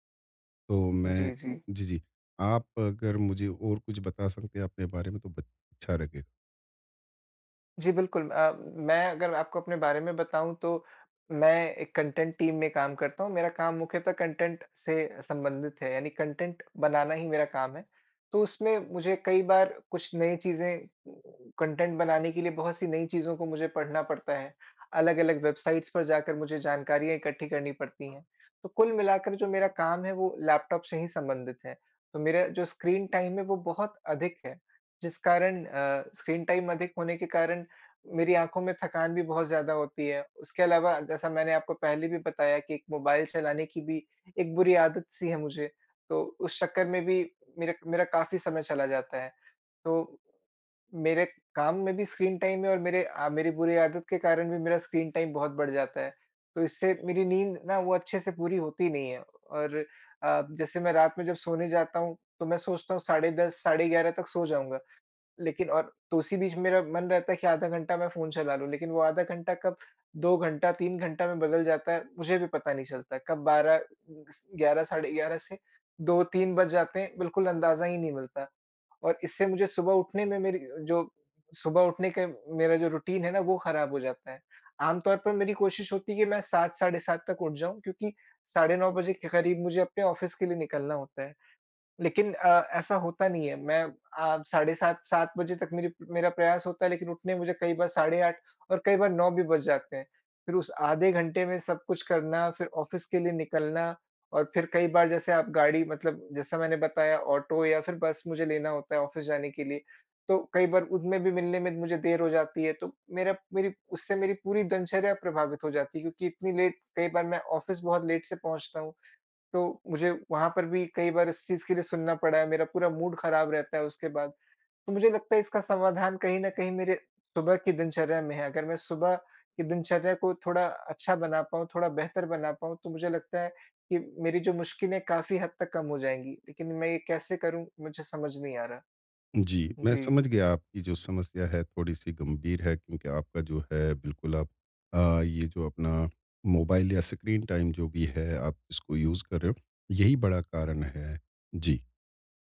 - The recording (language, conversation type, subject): Hindi, advice, तेज़ और प्रभावी सुबह की दिनचर्या कैसे बनाएं?
- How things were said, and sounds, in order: in English: "कंटेंट टीम"; in English: "कंटेंट"; in English: "कंटेंट"; in English: "कंटेंट"; in English: "टाइम"; in English: "टाइम"; in English: "टाइम"; in English: "टाइम"; in English: "रूटीन"; in English: "ऑफिस"; in English: "ऑफिस"; in English: "ऑफिस"; in English: "लेट"; in English: "ऑफिस"; in English: "लेट"; in English: "मूड"; in English: "टाइम"; in English: "यूज़"